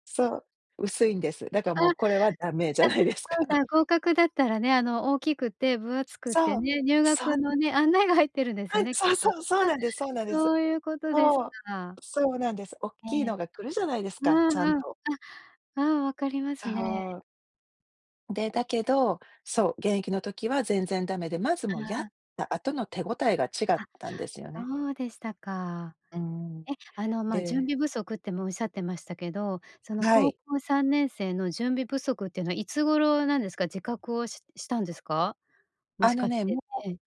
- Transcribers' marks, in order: laughing while speaking: "ダメじゃないですか"
- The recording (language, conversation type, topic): Japanese, podcast, 学生時代に最も大きな学びになった経験は何でしたか？